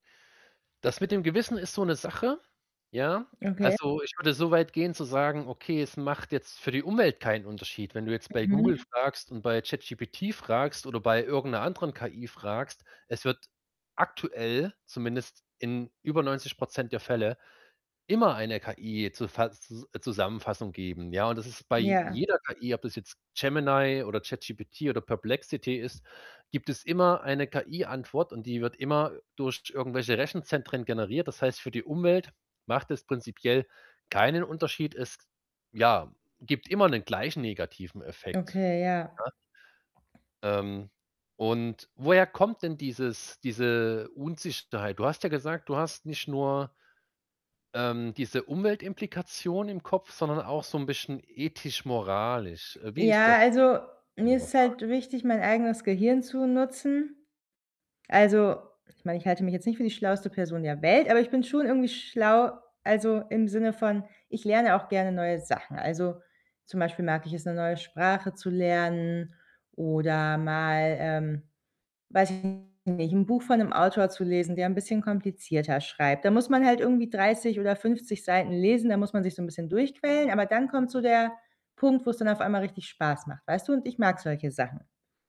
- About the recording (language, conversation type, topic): German, advice, Wie kann ich neue Technik im Alltag nutzen, ohne mich überfordert zu fühlen?
- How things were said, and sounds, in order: distorted speech; other background noise